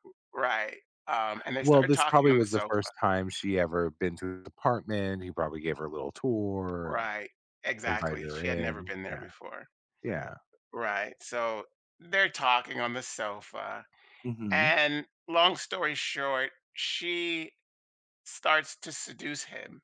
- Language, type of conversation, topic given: English, advice, How can I calm wedding day nerves while staying excited?
- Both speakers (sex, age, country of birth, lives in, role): male, 50-54, United States, United States, advisor; male, 55-59, United States, United States, user
- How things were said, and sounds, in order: other background noise